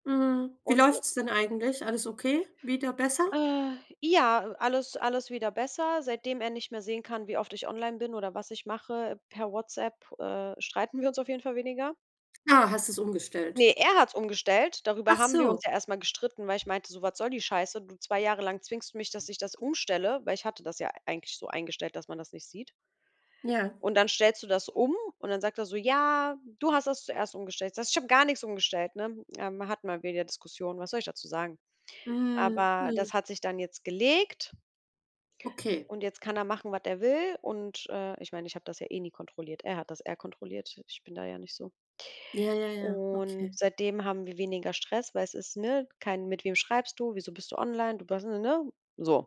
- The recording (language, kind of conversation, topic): German, unstructured, Wie findest du die Balance zwischen Arbeit und Freizeit?
- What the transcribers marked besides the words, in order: other background noise; drawn out: "Und"